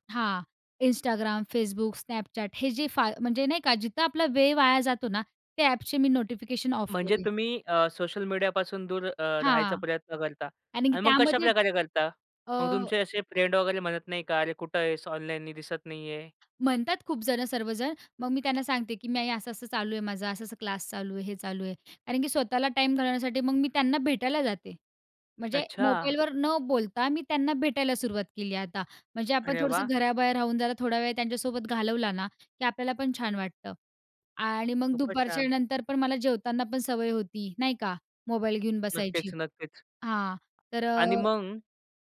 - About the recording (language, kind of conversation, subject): Marathi, podcast, तुम्ही इलेक्ट्रॉनिक साधनांपासून विराम कधी आणि कसा घेता?
- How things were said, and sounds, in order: in English: "फ्रेंड"; other background noise